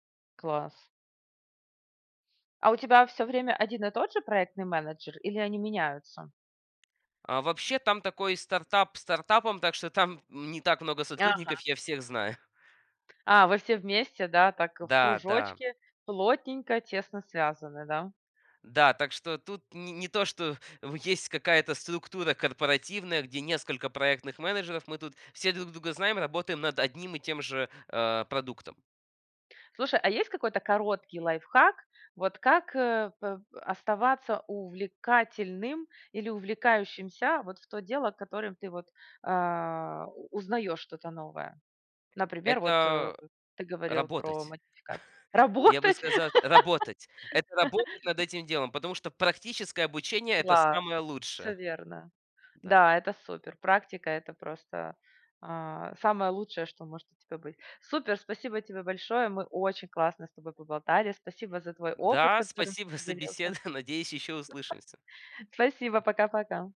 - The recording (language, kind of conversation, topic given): Russian, podcast, Что делает обучение по-настоящему увлекательным для тебя?
- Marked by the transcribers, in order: tapping; chuckle; laugh; other background noise; chuckle; other noise